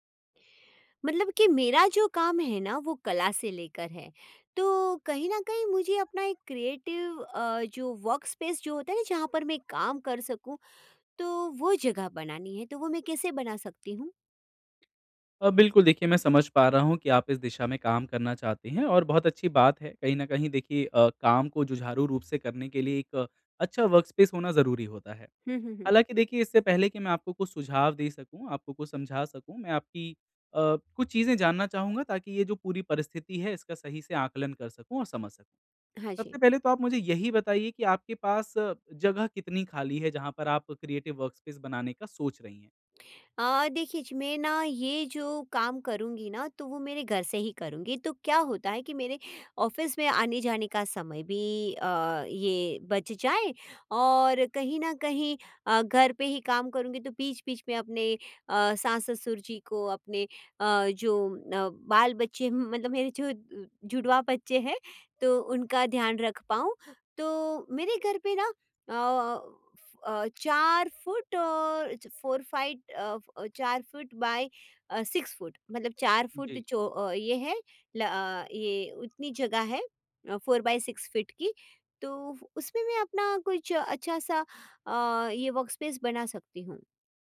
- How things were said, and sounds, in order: in English: "क्रिएटिव"; in English: "वर्कस्पेस"; in English: "वर्कस्पेस"; in English: "क्रिएटिव वर्कस्पेस"; in English: "ऑफ़िस"; in English: "फोर फाइट"; in English: "बाय"; in English: "सिक्स"; in English: "फोर बाई सिक्स"; in English: "वर्कस्पेस"
- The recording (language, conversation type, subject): Hindi, advice, मैं अपने रचनात्मक कार्यस्थल को बेहतर तरीके से कैसे व्यवस्थित करूँ?